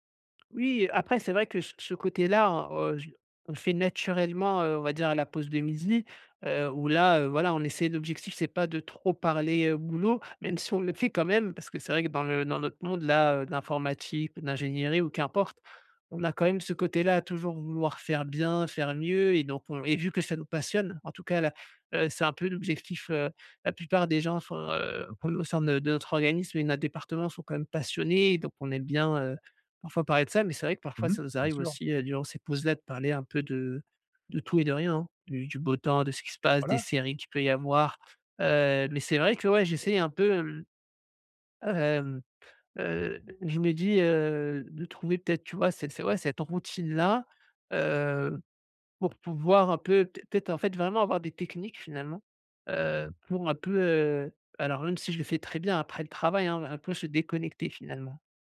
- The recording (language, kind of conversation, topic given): French, advice, Comment faire des pauses réparatrices qui boostent ma productivité sur le long terme ?
- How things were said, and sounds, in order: stressed: "passionnés"